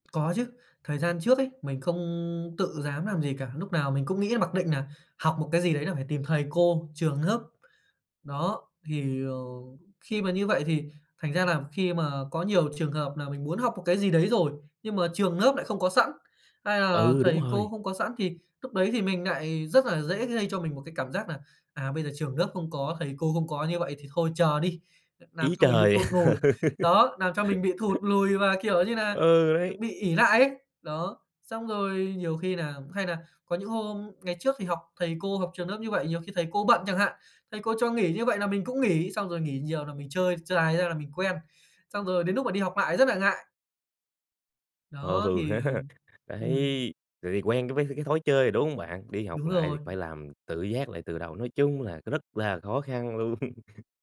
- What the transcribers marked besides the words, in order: "làm" said as "nàm"; "lớp" said as "nớp"; "lớp" said as "nớp"; "lớp" said as "nớp"; "làm" said as "nàm"; "làm" said as "nàm"; laugh; "lớp" said as "nớp"; tapping; laughing while speaking: "luôn"; chuckle
- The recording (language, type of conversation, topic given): Vietnamese, podcast, Điều lớn nhất bạn rút ra được từ việc tự học là gì?